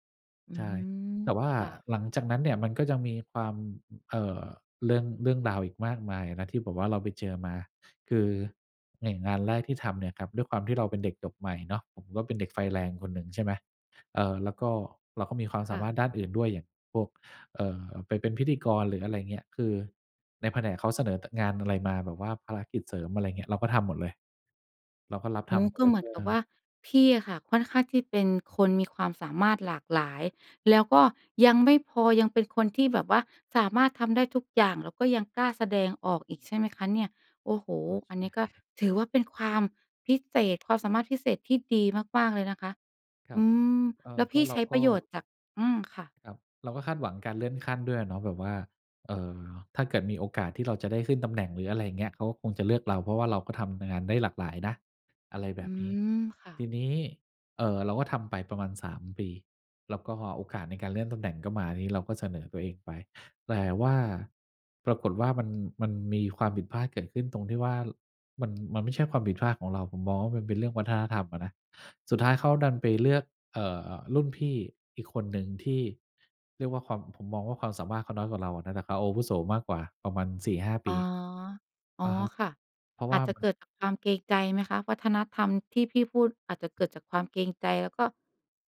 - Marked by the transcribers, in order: chuckle; tapping
- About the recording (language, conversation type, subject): Thai, podcast, เล่าเหตุการณ์ที่คุณได้เรียนรู้จากความผิดพลาดให้ฟังหน่อยได้ไหม?